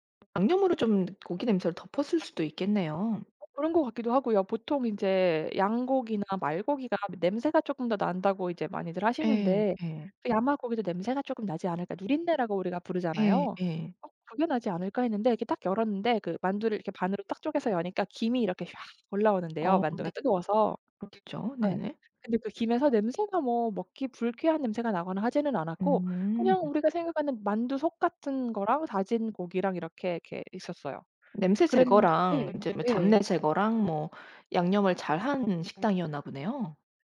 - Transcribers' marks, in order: other background noise
- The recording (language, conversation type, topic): Korean, podcast, 여행지에서 먹어본 인상적인 음식은 무엇인가요?